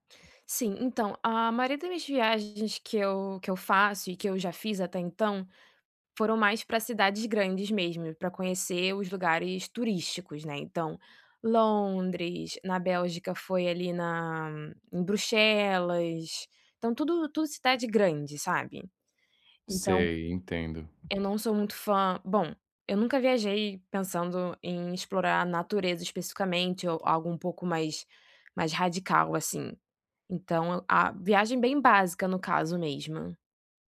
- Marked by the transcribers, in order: none
- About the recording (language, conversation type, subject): Portuguese, advice, Como posso lidar com a ansiedade ao explorar lugares novos e desconhecidos?